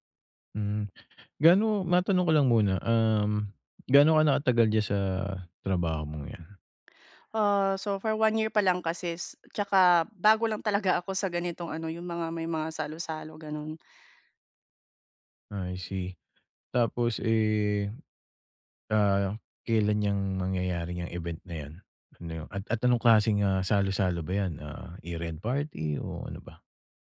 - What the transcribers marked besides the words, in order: none
- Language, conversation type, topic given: Filipino, advice, Paano ko mababawasan ang pag-aalala o kaba kapag may salu-salo o pagtitipon?
- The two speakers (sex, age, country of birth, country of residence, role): female, 30-34, Philippines, Philippines, user; male, 45-49, Philippines, Philippines, advisor